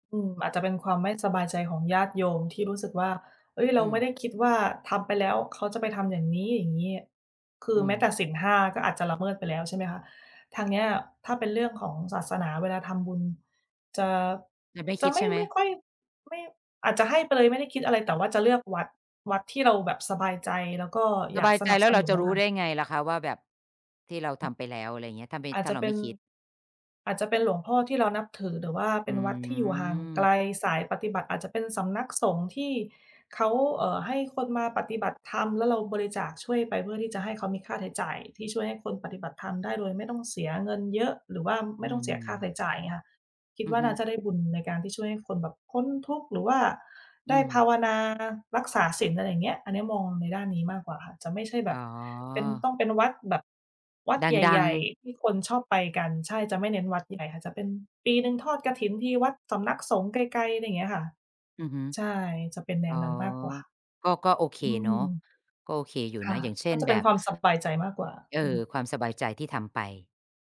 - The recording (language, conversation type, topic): Thai, unstructured, อะไรคือสิ่งเล็กๆ ที่ทำให้คุณมีความสุขในแต่ละวัน?
- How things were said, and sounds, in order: tapping; other noise